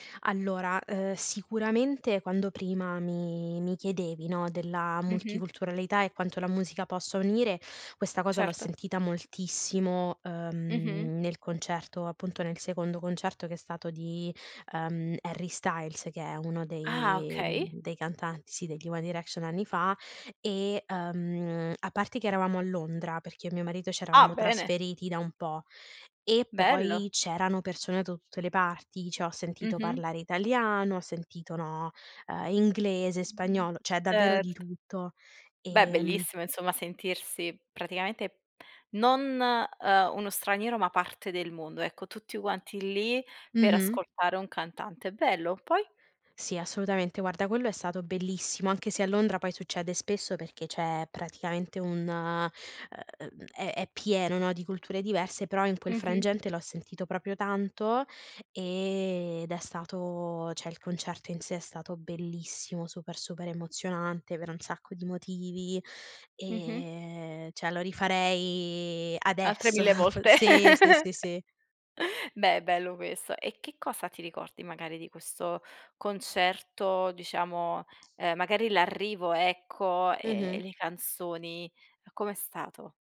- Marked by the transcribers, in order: "cioè" said as "ceh"; "cioè" said as "ceh"; "cioè" said as "ceh"; "cioè" said as "ceh"; chuckle; giggle
- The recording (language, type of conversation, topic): Italian, podcast, Qual è un concerto che ti ha segnato?